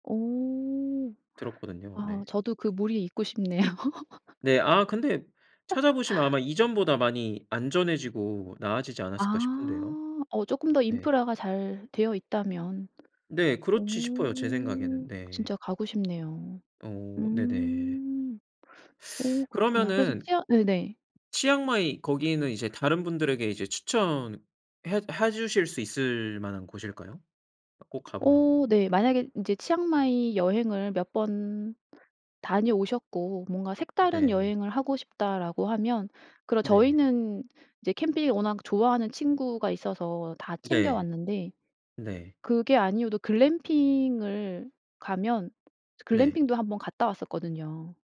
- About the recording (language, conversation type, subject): Korean, podcast, 여행 중 가장 감동받았던 풍경은 어디였나요?
- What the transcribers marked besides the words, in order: laughing while speaking: "싶네요"; laugh; other background noise; tapping